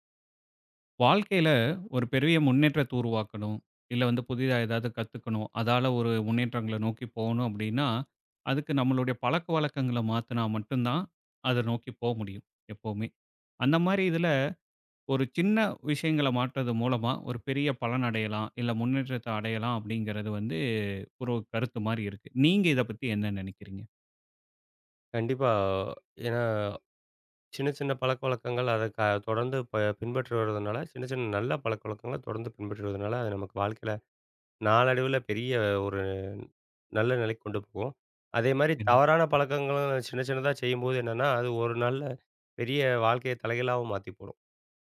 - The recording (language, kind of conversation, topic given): Tamil, podcast, சிறு பழக்கங்கள் எப்படி பெரிய முன்னேற்றத்தைத் தருகின்றன?
- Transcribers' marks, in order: drawn out: "கண்டிப்பா"